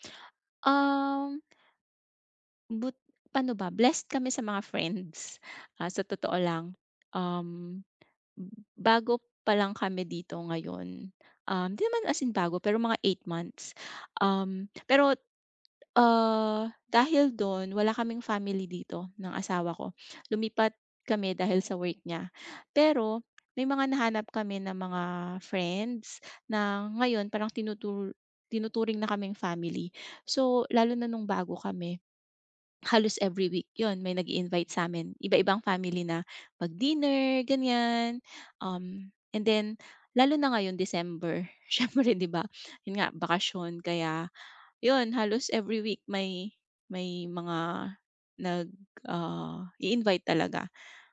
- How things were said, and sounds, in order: tapping
- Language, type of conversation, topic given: Filipino, advice, Bakit ako laging pagod o nabibigatan sa mga pakikisalamuha sa ibang tao?